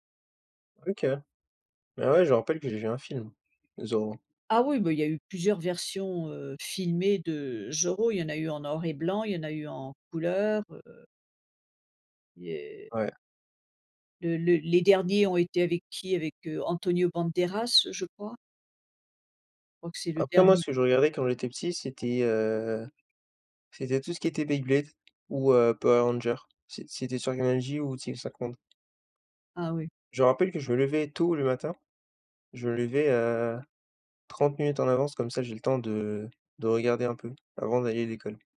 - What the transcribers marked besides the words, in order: tapping; other background noise
- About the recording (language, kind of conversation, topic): French, unstructured, Qu’est-ce que tu aimais faire quand tu étais plus jeune ?